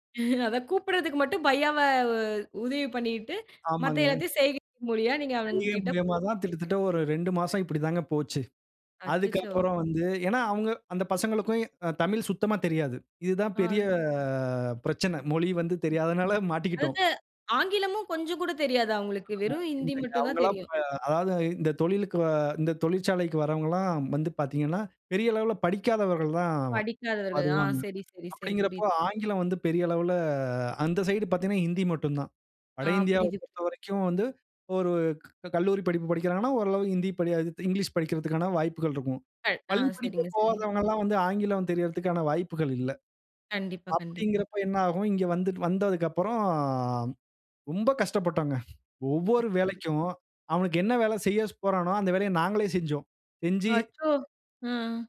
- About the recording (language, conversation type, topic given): Tamil, podcast, நீங்கள் பேசும் மொழியைப் புரிந்துகொள்ள முடியாத சூழலை எப்படிச் சமாளித்தீர்கள்?
- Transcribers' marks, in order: chuckle; in Hindi: "பையாவ"; "மூலியமா" said as "மூலியா"; unintelligible speech; "கிட்டத்தட்ட" said as "திட்டத்தட்ட"; drawn out: "பெரிய"; other background noise; unintelligible speech